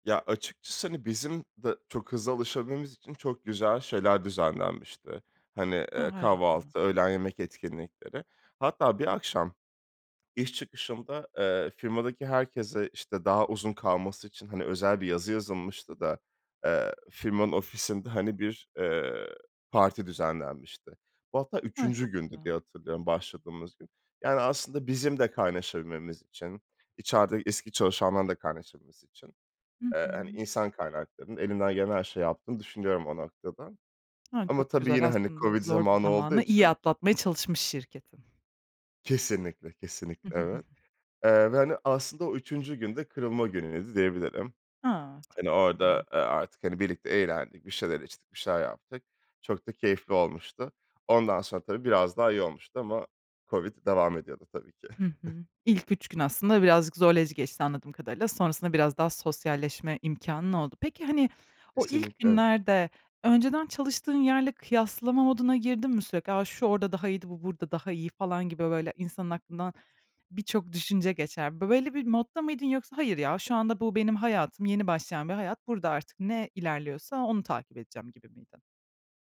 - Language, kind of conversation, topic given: Turkish, podcast, İlk işine başladığın gün nasıldı?
- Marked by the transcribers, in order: unintelligible speech; swallow; tapping; other background noise; chuckle; chuckle